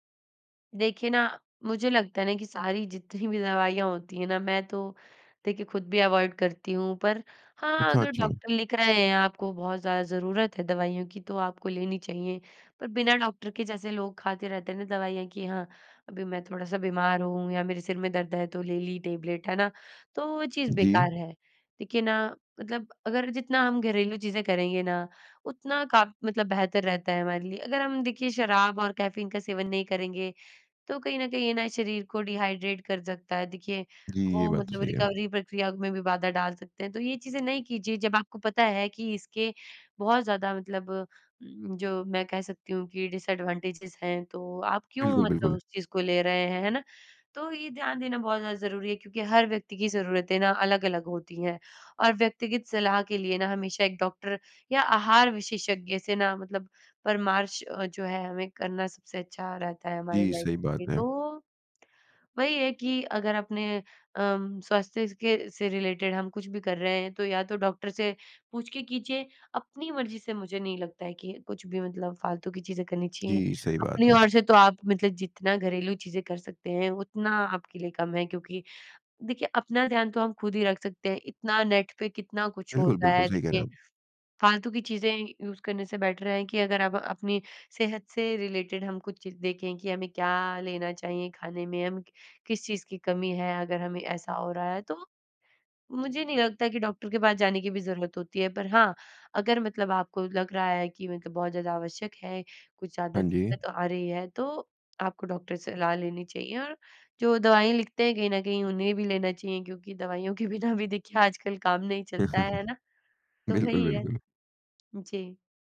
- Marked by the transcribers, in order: laughing while speaking: "जितनी"; in English: "अवॉइड"; in English: "टैबलेट"; in English: "डिहाइड्रेट"; in English: "रिकवरी"; in English: "डिसएडवांटेज़ेस"; "परामर्श" said as "परमार्श"; in English: "लाइफ"; in English: "रिलेटेड"; in English: "यूज़"; in English: "बैटर"; in English: "रिलेटेड"; laughing while speaking: "बिना भी"; chuckle
- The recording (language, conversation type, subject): Hindi, podcast, रिकवरी के दौरान खाने-पीने में आप क्या बदलाव करते हैं?